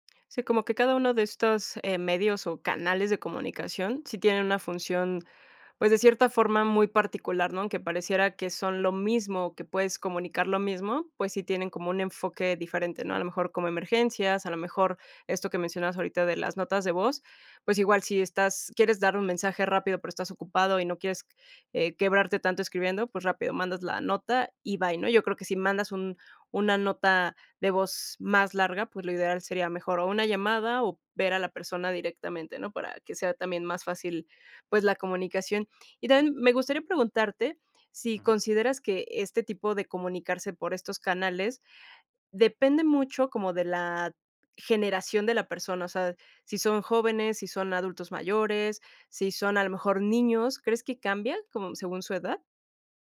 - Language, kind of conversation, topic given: Spanish, podcast, ¿Prefieres hablar cara a cara, por mensaje o por llamada?
- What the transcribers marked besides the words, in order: none